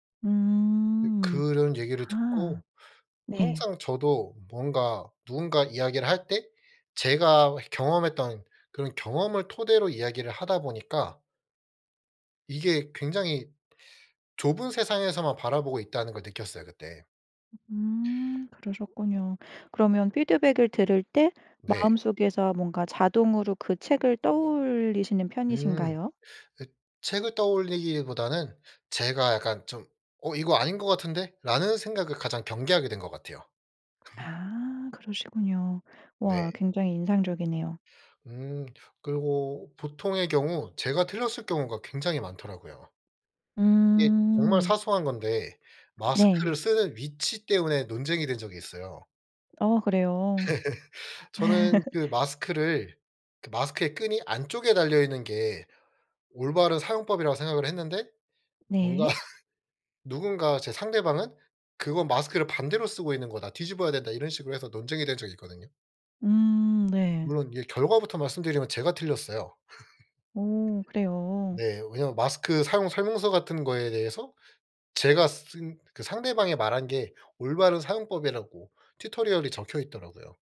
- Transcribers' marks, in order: other background noise; laugh; laugh; laugh; laugh
- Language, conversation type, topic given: Korean, podcast, 피드백을 받을 때 보통 어떻게 반응하시나요?